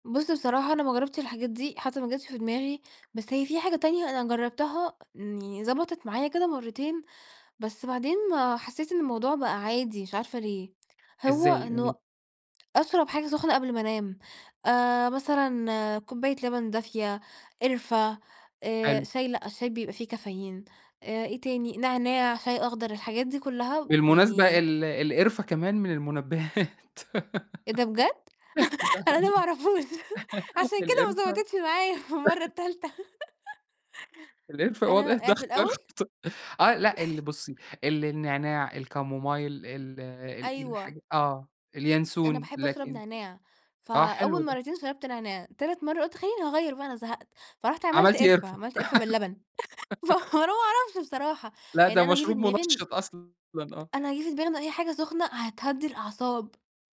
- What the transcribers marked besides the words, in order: laughing while speaking: "المُنبّهات، ده حقيقي"; laughing while speaking: "أنا ما أعرفهوش، عشان كده ما ضبَطِتش معايا في المرَّة التالتة"; giggle; laugh; other background noise; unintelligible speech; laugh; in English: "الكامومايل"; laugh; laughing while speaking: "فأنا"; giggle
- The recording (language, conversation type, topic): Arabic, podcast, إزاي بتتعامل مع صعوبة النوم؟